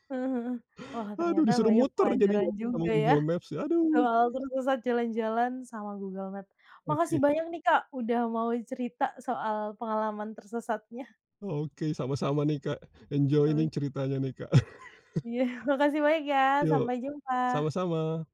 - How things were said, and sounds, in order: other background noise; in English: "enjoy"; chuckle
- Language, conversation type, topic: Indonesian, podcast, Pernahkah kamu tersesat saat jalan-jalan, dan apa yang terjadi serta pelajaran apa yang kamu dapatkan?